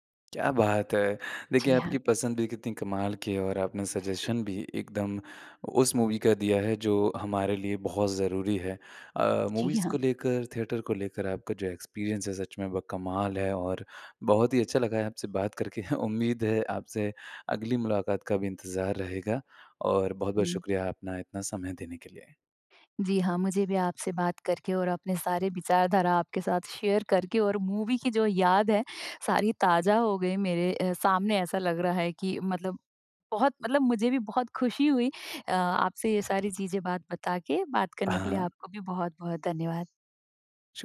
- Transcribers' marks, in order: tapping; chuckle; in English: "सजेशन"; in English: "मूवी"; in English: "मूवीज़"; in English: "थिएटर"; in English: "एक्सपीरियंस"; chuckle; other background noise; in English: "शेयर"; in English: "मूवी"
- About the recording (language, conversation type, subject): Hindi, podcast, आप थिएटर में फिल्म देखना पसंद करेंगे या घर पर?